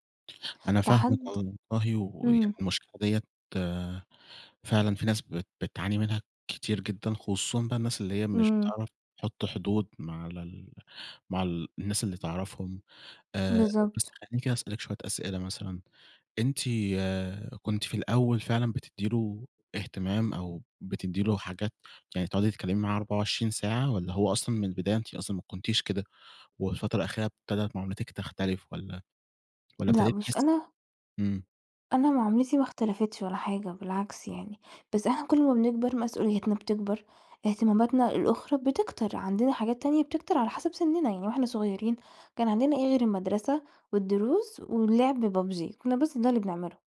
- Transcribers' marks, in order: tapping
- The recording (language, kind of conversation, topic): Arabic, advice, إزاي بتحس لما صحابك والشغل بيتوقعوا إنك تكون متاح دايمًا؟